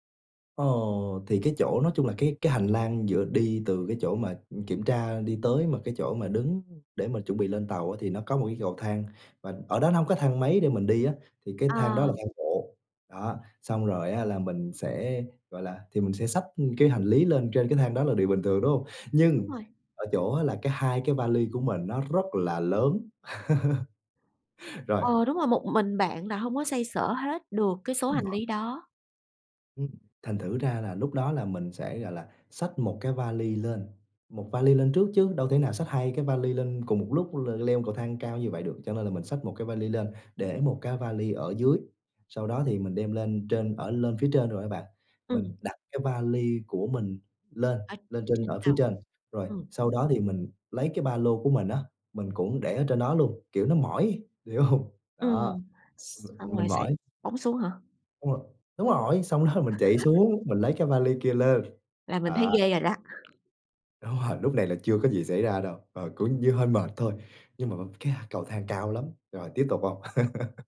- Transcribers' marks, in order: laugh; unintelligible speech; tapping; laughing while speaking: "hông?"; laugh; laughing while speaking: "Đúng rồi"; laugh
- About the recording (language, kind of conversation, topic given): Vietnamese, podcast, Bạn có thể kể về một chuyến đi gặp trục trặc nhưng vẫn rất đáng nhớ không?